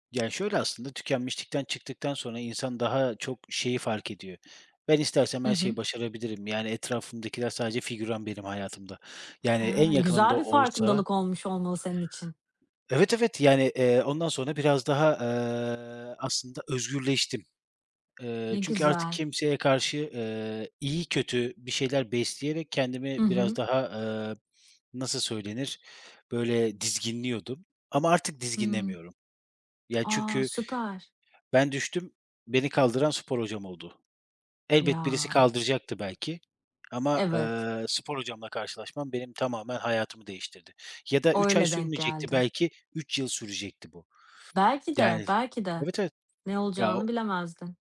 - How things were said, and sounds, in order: other background noise
- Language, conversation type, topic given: Turkish, podcast, Tükenmişlikle nasıl mücadele ediyorsun?